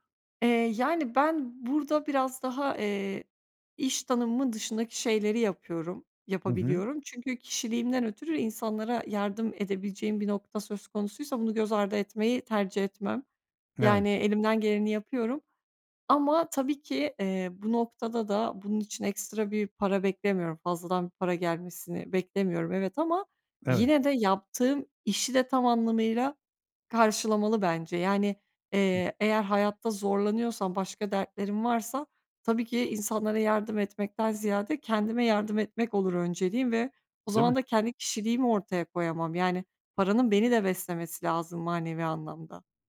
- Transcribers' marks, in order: other noise
- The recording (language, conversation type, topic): Turkish, podcast, Para mı yoksa anlam mı senin için öncelikli?